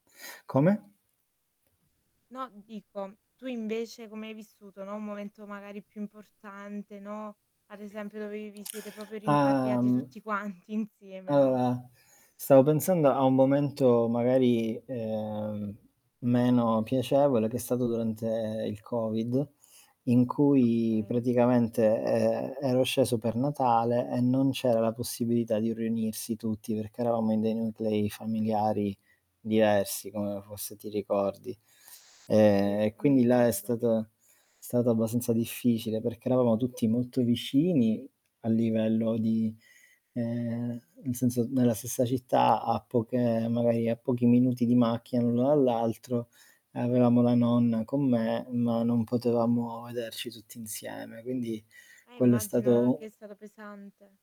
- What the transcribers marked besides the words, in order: static; other background noise; "proprio" said as "propio"; drawn out: "durante"; "riunirsi" said as "ruinirsi"
- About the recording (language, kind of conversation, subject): Italian, unstructured, Come fai a mantenere buoni rapporti con amici e familiari?
- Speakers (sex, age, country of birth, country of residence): female, 20-24, Italy, Italy; male, 30-34, Italy, Germany